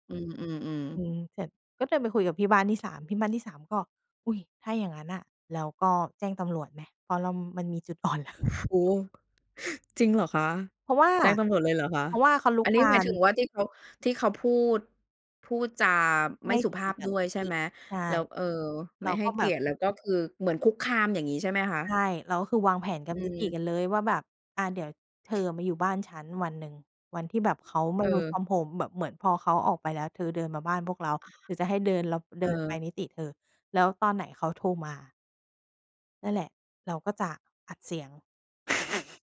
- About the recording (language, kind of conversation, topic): Thai, podcast, เมื่อเกิดความขัดแย้งในชุมชน เราควรเริ่มต้นพูดคุยกันอย่างไรก่อนดี?
- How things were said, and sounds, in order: laughing while speaking: "อ่อนแล้ว"; other noise; tapping; other background noise; in English: "Work from home"; giggle